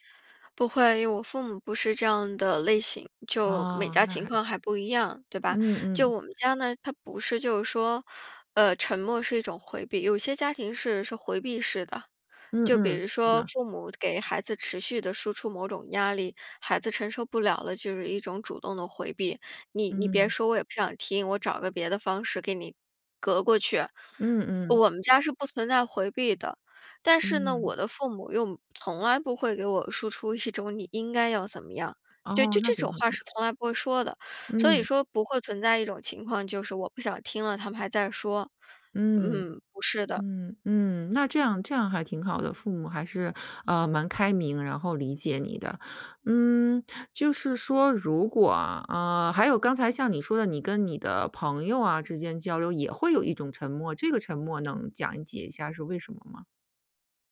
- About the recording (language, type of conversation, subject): Chinese, podcast, 沉默在交流中起什么作用？
- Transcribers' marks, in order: other noise